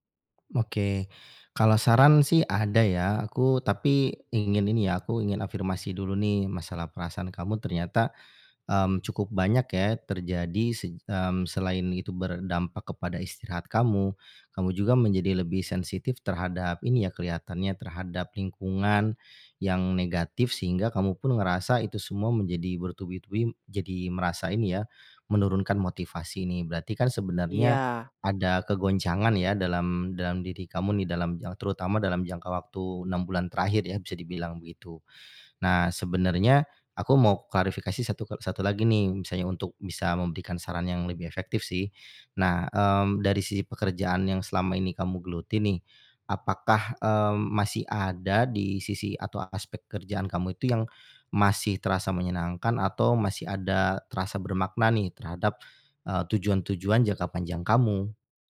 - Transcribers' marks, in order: tapping
- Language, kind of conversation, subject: Indonesian, advice, Bagaimana cara mengatasi hilangnya motivasi dan semangat terhadap pekerjaan yang dulu saya sukai?